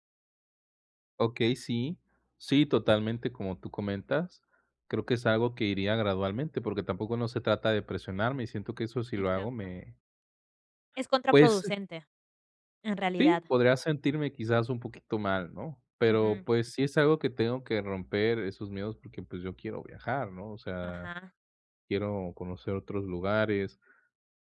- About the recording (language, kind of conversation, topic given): Spanish, advice, ¿Cómo puedo superar el miedo y la inseguridad al probar cosas nuevas?
- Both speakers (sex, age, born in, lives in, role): female, 20-24, Italy, United States, advisor; male, 20-24, Mexico, Mexico, user
- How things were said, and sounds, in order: other background noise